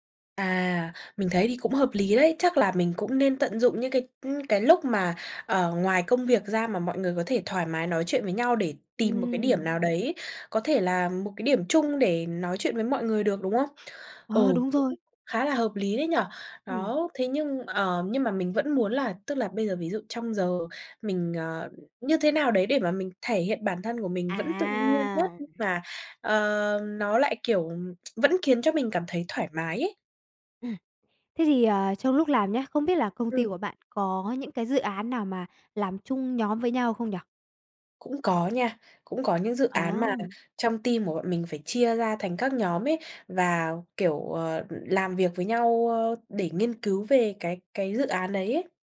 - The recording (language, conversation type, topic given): Vietnamese, advice, Tại sao bạn phải giấu con người thật của mình ở nơi làm việc vì sợ hậu quả?
- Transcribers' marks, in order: tapping; other noise; lip smack; in English: "team"